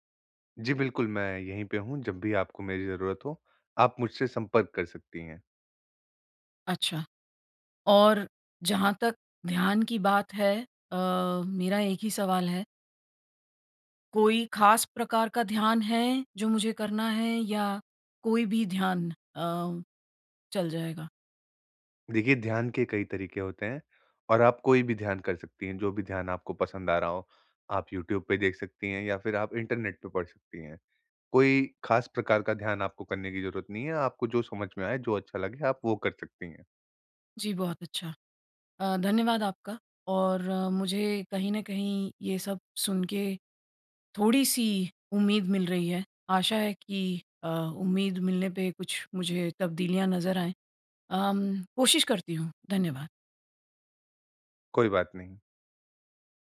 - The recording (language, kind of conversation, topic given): Hindi, advice, घर या कार्यस्थल पर लोग बार-बार बीच में टोकते रहें तो क्या करें?
- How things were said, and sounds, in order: none